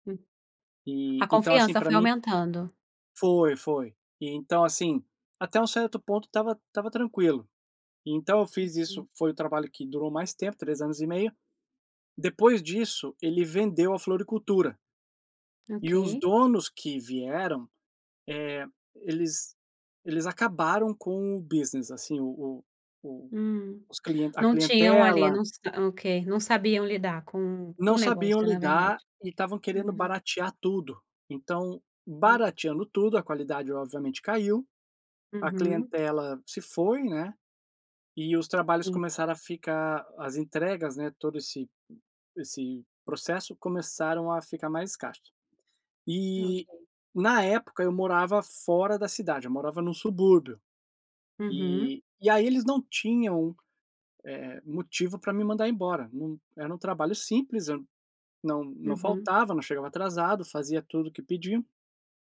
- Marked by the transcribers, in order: tapping; in English: "business"
- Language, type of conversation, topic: Portuguese, podcast, Como planejar financeiramente uma transição profissional?